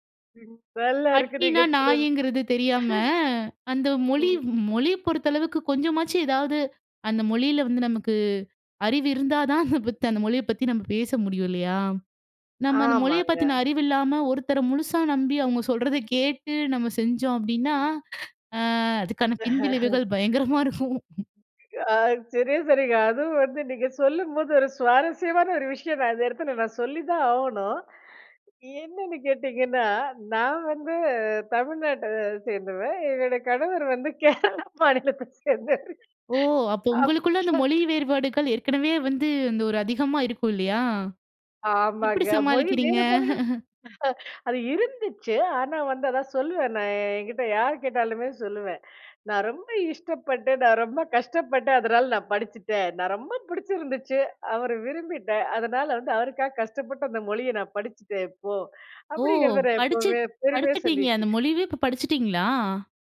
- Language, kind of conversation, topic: Tamil, podcast, புதிய ஊரில் வழி தவறினால் மக்களிடம் இயல்பாக உதவி கேட்க எப்படி அணுகலாம்?
- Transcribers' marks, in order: other noise; laughing while speaking: "நல்லா இருக்கு நீங்க சொன்னது"; drawn out: "தெரியாம"; other background noise; chuckle; laugh; background speech; laughing while speaking: "ஆ சரியா சொன்னீங்க"; laughing while speaking: "பயங்கரமா இருக்கும்"; drawn out: "வந்து"; laughing while speaking: "கேரளா மாநிலத்த சேர்ந்தவரு. அப் சர்"; chuckle